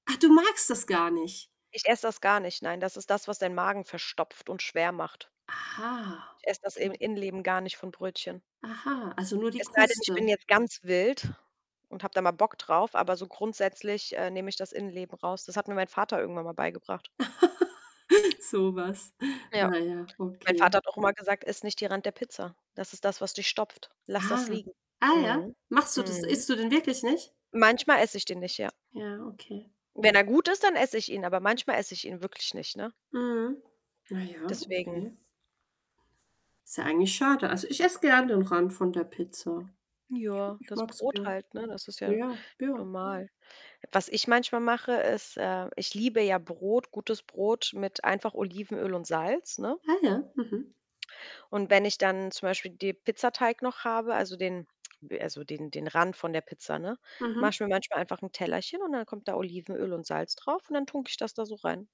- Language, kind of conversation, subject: German, unstructured, Magst du lieber süße oder salzige Snacks?
- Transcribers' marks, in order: anticipating: "Ach, du magst das gar nicht?"; drawn out: "Aha"; laugh; other background noise; static